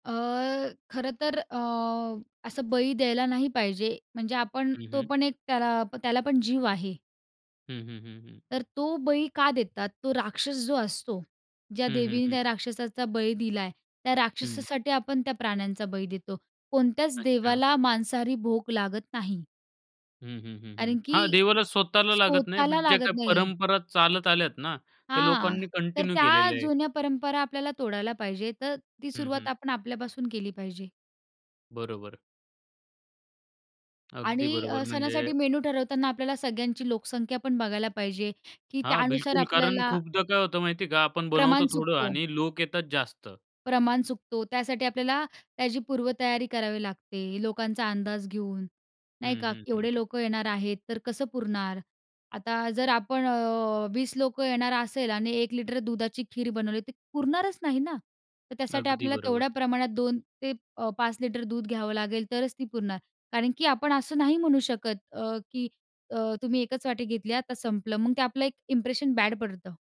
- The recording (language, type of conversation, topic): Marathi, podcast, सणासाठी मेन्यू कसा ठरवता, काही नियम आहेत का?
- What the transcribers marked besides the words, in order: in English: "बट"; in English: "कंटिन्यू"; in English: "मेनू"; angry: "ती पुरणारच नाही ना"; in English: "इंप्रेशन बॅड"